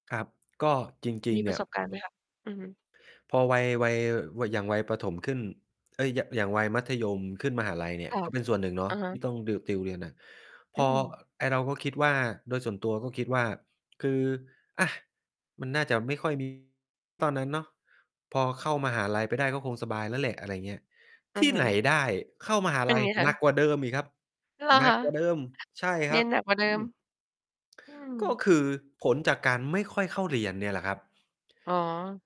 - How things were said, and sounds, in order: static; distorted speech; other background noise
- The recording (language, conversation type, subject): Thai, podcast, ทำอย่างไรให้วันหยุดเป็นวันหยุดจริงๆ?